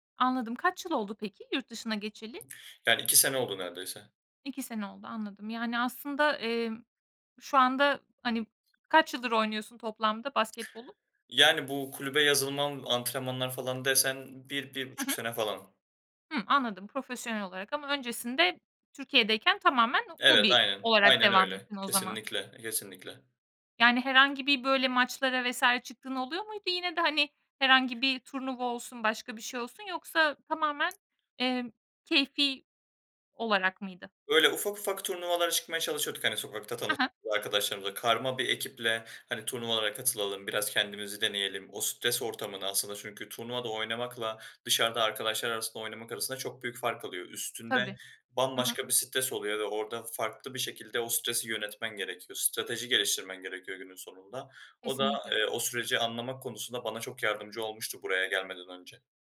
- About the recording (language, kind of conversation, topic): Turkish, podcast, Hobiniz sizi kişisel olarak nasıl değiştirdi?
- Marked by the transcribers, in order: other background noise; other noise